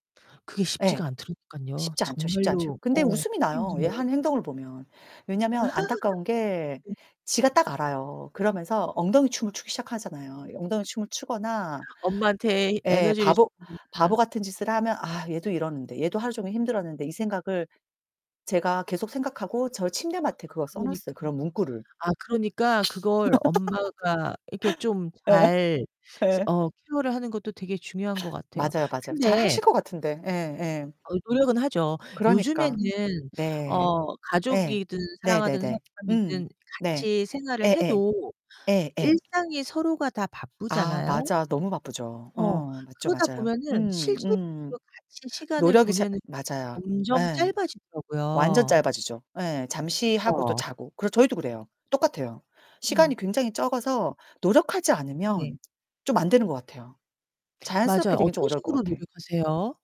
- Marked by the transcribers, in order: distorted speech; tapping; laugh; other background noise; teeth sucking; laugh
- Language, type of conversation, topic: Korean, unstructured, 사랑하는 사람과 함께 보내는 시간은 왜 소중할까요?